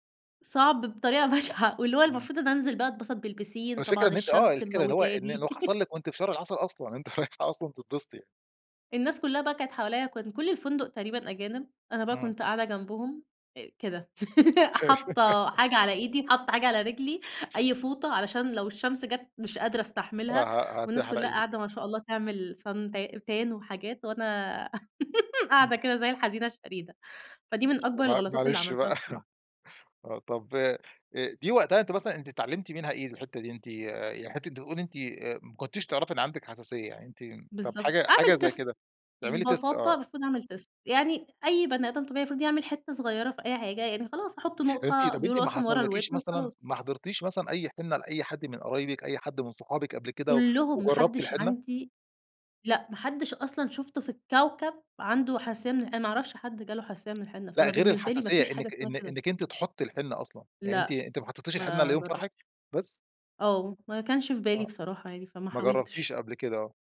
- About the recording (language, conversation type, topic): Arabic, podcast, إيه أكتر غلطة اتعلمت منها وإنت مسافر؟
- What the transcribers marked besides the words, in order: laughing while speaking: "بشعة"; laugh; laughing while speaking: "أنتِ رايحة أصلًا تتبسطي"; laugh; in English: "Sun ت Tan"; laugh; tapping; laugh; in English: "تيست"; in English: "تيست"; in English: "تيست"